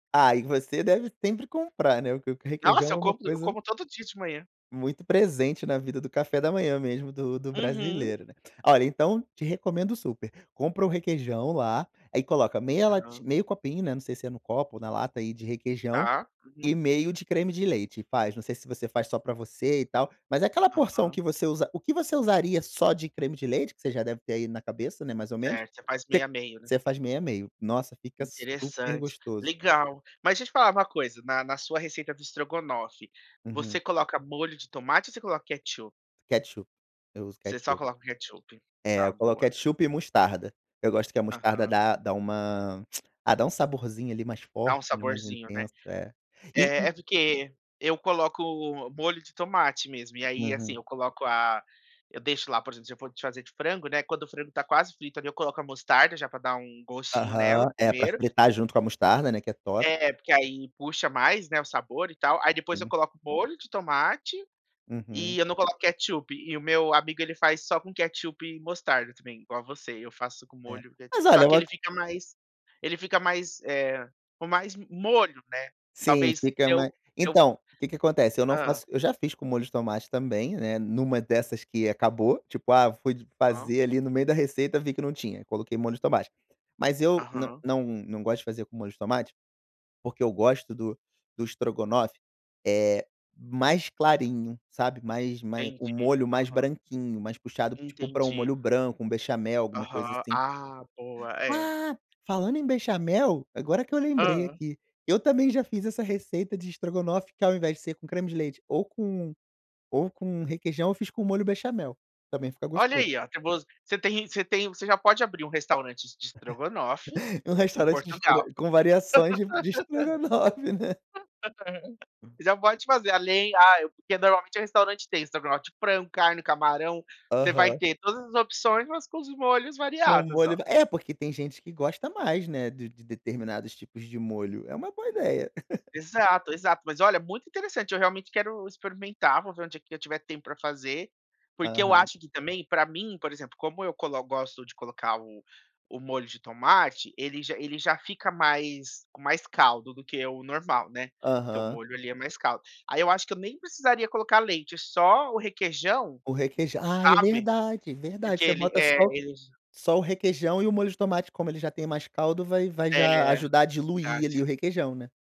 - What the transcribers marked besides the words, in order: lip smack; laugh; laughing while speaking: "estrogonofe"; laugh; tapping; laugh
- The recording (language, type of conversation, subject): Portuguese, podcast, Qual erro culinário virou uma descoberta saborosa para você?